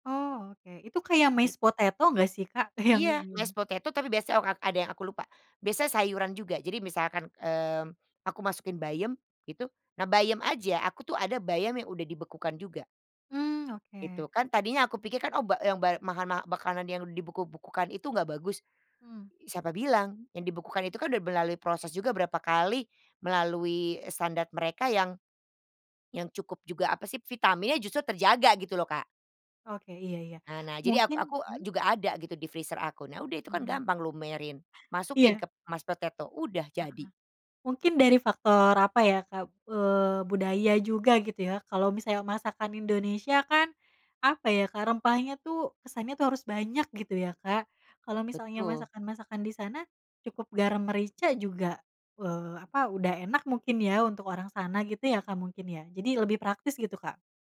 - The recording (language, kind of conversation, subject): Indonesian, podcast, Apa trikmu untuk memasak cepat saat ada tamu mendadak?
- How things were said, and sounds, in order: other noise; laughing while speaking: "Yang"; in English: "Mashed potato"; in English: "freezer"; in English: "mashed potato"